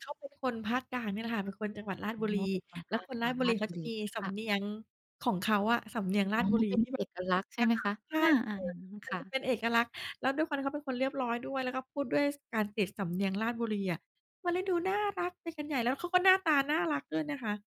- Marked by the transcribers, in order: none
- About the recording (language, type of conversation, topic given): Thai, podcast, มีคำแนะนำสำหรับคนที่เพิ่งย้ายมาอยู่เมืองใหม่ว่าจะหาเพื่อนได้อย่างไรบ้าง?